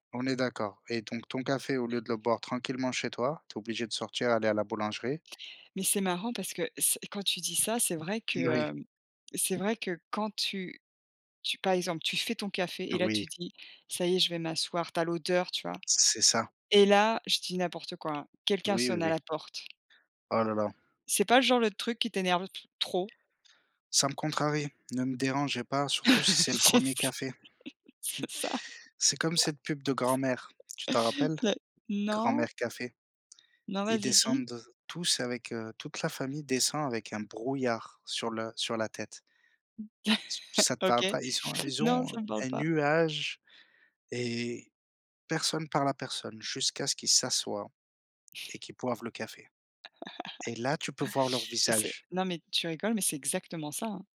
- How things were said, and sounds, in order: other background noise; tapping; laugh; laughing while speaking: "Yes ! C'est ça"; in English: "Yes !"; chuckle; laugh; chuckle; chuckle; laugh
- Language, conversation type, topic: French, unstructured, Préférez-vous le café ou le thé pour commencer votre journée ?